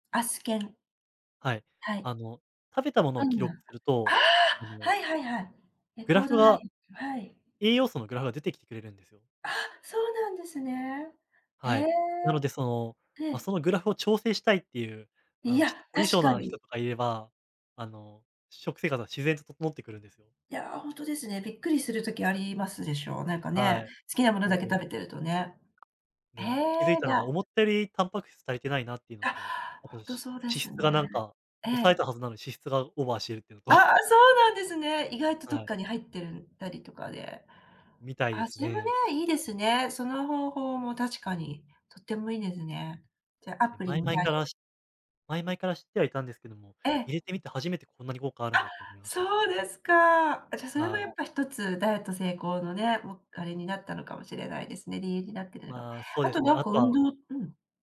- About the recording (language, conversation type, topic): Japanese, podcast, 目先の快楽に負けそうなとき、我慢するコツはありますか？
- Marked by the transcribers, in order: joyful: "ああ"; tapping; other background noise